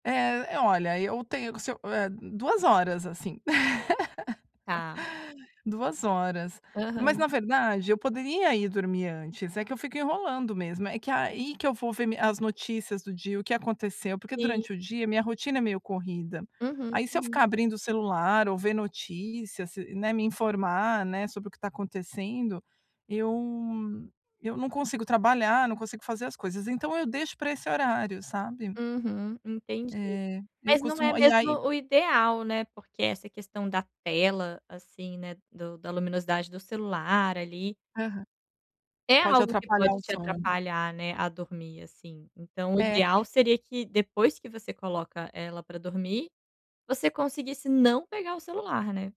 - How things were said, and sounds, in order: laugh
- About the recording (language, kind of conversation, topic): Portuguese, advice, Como posso criar uma rotina noturna mais tranquila para melhorar a qualidade do meu sono?